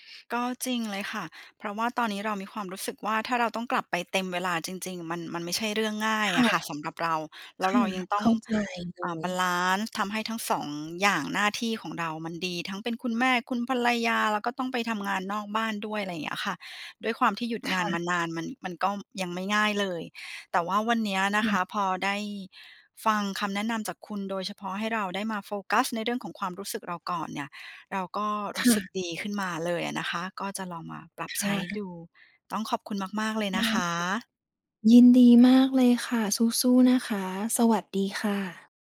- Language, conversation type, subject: Thai, advice, คุณรู้สึกอย่างไรเมื่อเผชิญแรงกดดันให้ยอมรับบทบาททางเพศหรือหน้าที่ที่สังคมคาดหวัง?
- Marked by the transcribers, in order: none